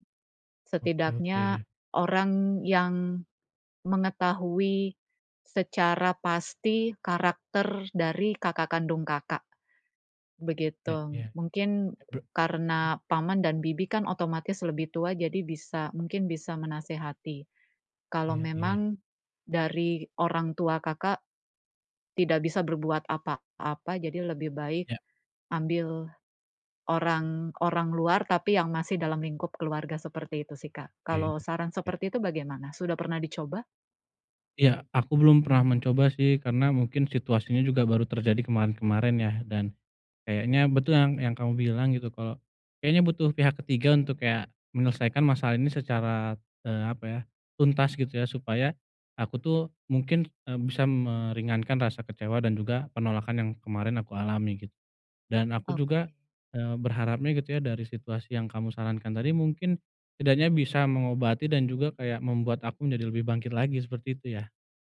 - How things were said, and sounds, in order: tapping
- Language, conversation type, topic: Indonesian, advice, Bagaimana cara bangkit setelah merasa ditolak dan sangat kecewa?